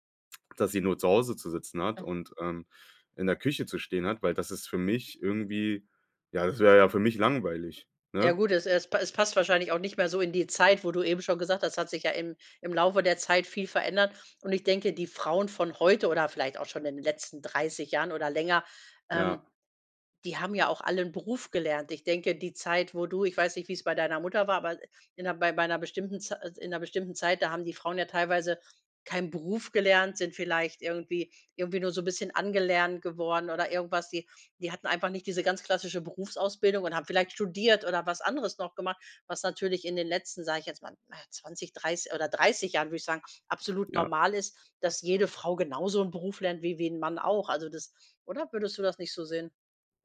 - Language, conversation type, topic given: German, podcast, Wie hat sich euer Rollenverständnis von Mann und Frau im Laufe der Zeit verändert?
- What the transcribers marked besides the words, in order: none